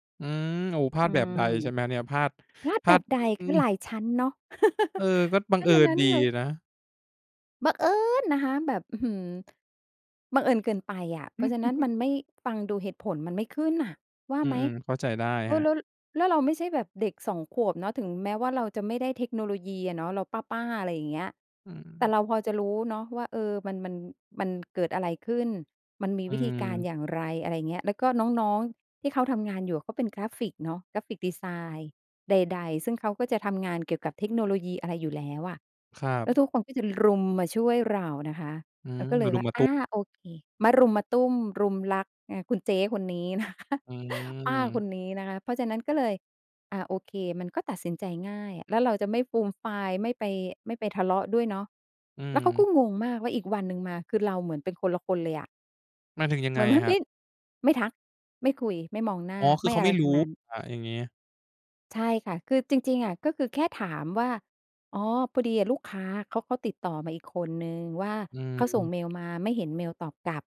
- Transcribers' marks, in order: chuckle; stressed: "เอิญ"; other background noise; giggle; laughing while speaking: "นะคะ"
- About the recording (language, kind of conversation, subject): Thai, podcast, อะไรคือสัญญาณว่าควรเลิกคบกับคนคนนี้?